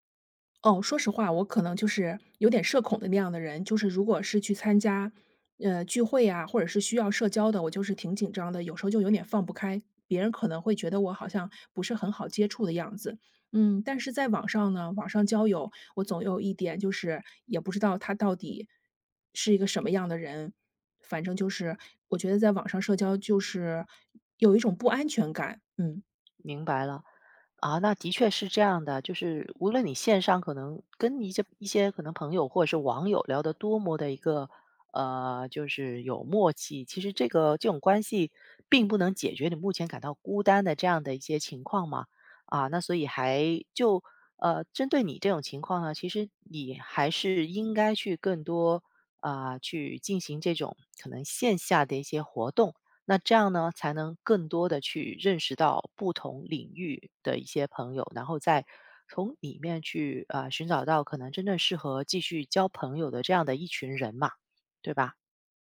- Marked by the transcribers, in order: none
- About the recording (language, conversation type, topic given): Chinese, advice, 搬到新城市后感到孤单，应该怎么结交朋友？